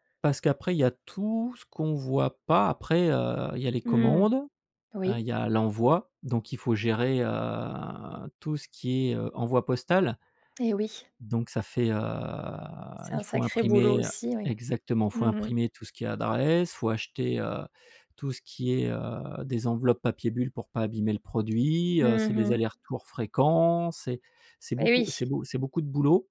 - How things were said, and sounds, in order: drawn out: "heu"; drawn out: "heu"
- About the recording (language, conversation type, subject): French, podcast, Peux-tu nous raconter une collaboration créative mémorable ?